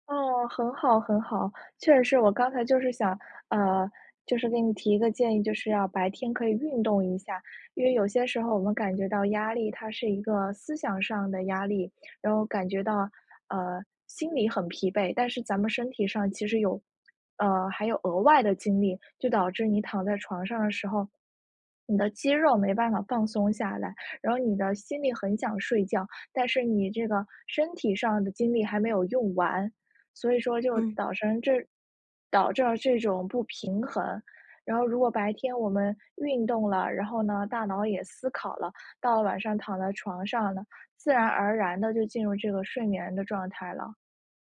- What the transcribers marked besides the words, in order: other background noise; "导致了" said as "导这"
- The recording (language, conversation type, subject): Chinese, advice, 为什么我睡醒后仍然感到疲惫、没有精神？